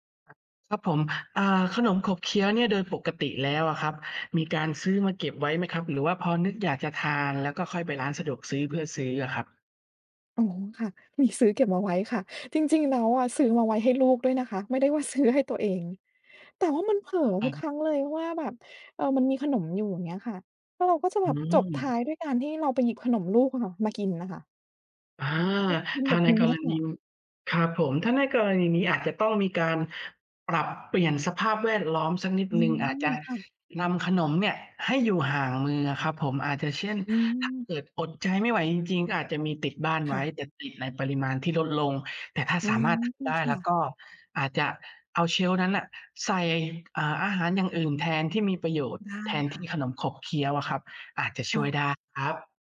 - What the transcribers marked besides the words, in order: tapping; other background noise; other noise; in English: "shelf"
- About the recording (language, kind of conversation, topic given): Thai, advice, ฉันตั้งใจกินอาหารเพื่อสุขภาพแต่ชอบกินของขบเคี้ยวตอนเครียด ควรทำอย่างไร?